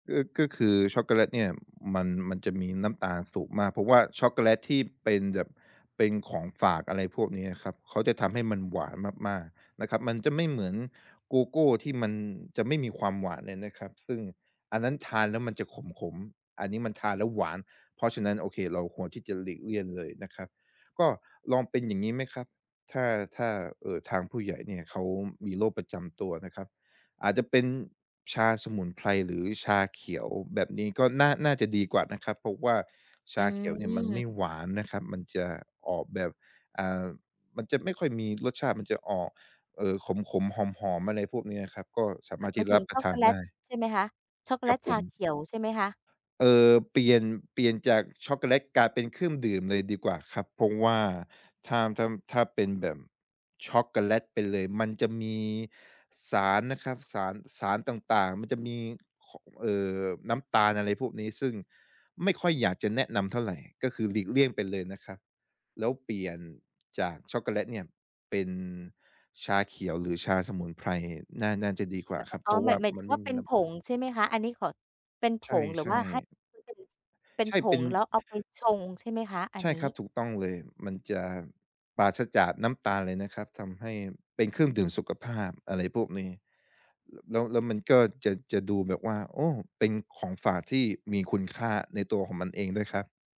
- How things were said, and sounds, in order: tapping; "เครื่อง" said as "เครื่อม"; other background noise
- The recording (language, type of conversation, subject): Thai, advice, มีวิธีช้อปปิ้งอย่างไรให้ได้ของดีโดยไม่เกินงบ?